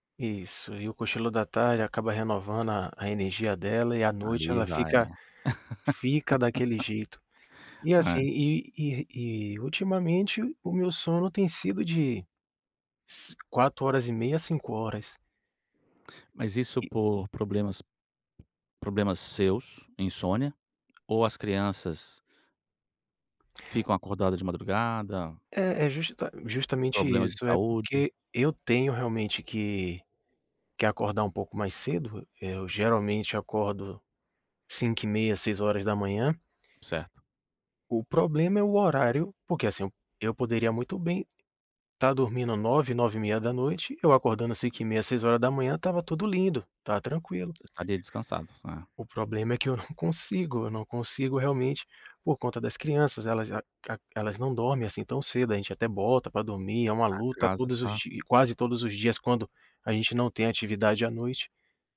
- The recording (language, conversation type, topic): Portuguese, advice, Como posso manter um horário de sono regular?
- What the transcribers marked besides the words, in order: laugh; tapping